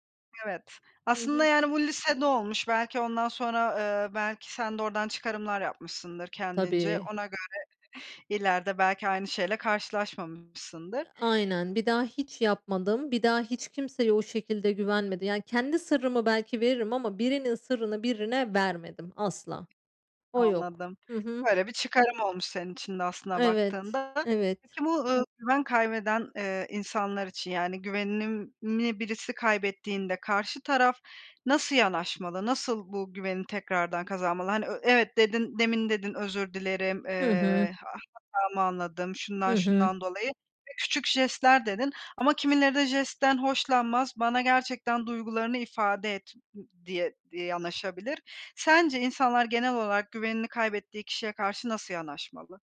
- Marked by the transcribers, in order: other background noise; chuckle; tapping; unintelligible speech; "olarak" said as "olalak"
- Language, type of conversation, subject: Turkish, podcast, Güveni yeniden kurmak için hangi küçük adımlar sence işe yarar?